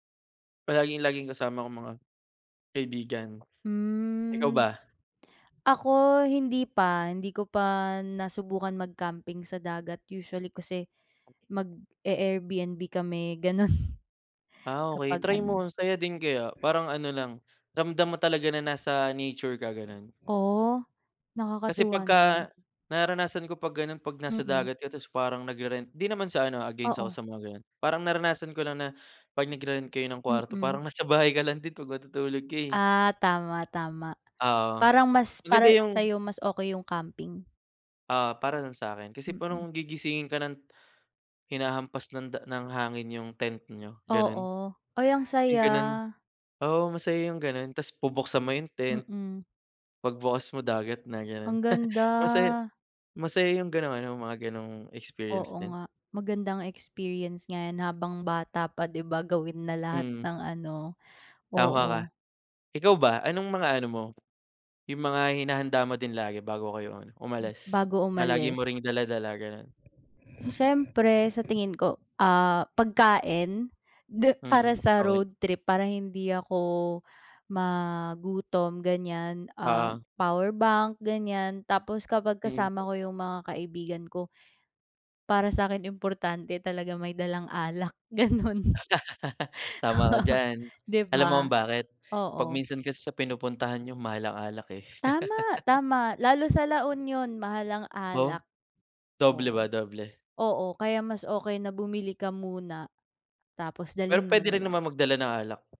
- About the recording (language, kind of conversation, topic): Filipino, unstructured, Ano ang pinakamasayang alaala mo sa isang biyahe sa kalsada?
- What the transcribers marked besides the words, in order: chuckle; wind; laugh; chuckle; laugh